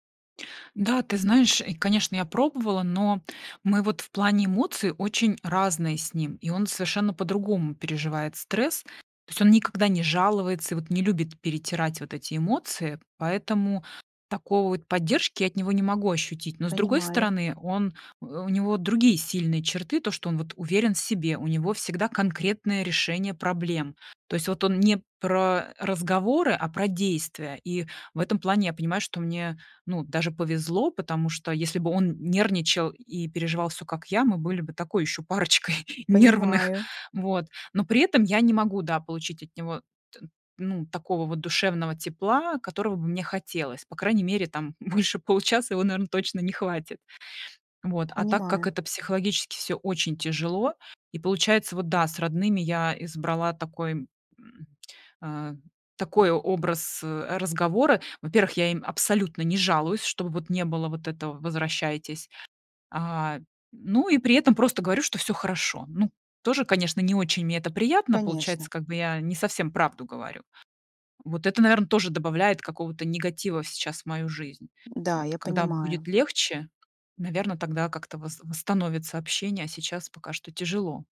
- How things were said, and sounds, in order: laughing while speaking: "парочкой"; tapping; laughing while speaking: "больше получаса"
- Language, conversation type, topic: Russian, advice, Как безопасно и уверенно переехать в другой город и начать жизнь с нуля?